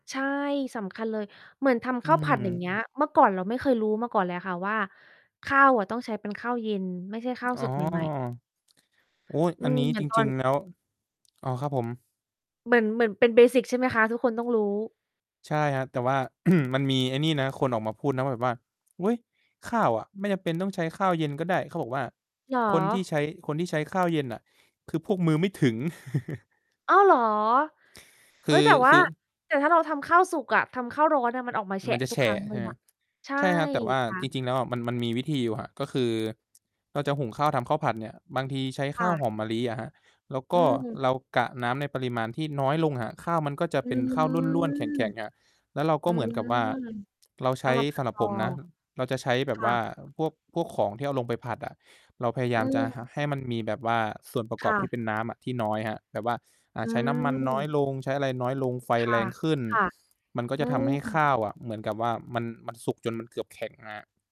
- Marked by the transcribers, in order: other background noise; distorted speech; static; in English: "เบสิก"; throat clearing; tapping; stressed: "ถึง"; chuckle
- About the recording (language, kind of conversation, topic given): Thai, unstructured, คุณคิดว่าการเรียนรู้ทำอาหารมีประโยชน์กับชีวิตอย่างไร?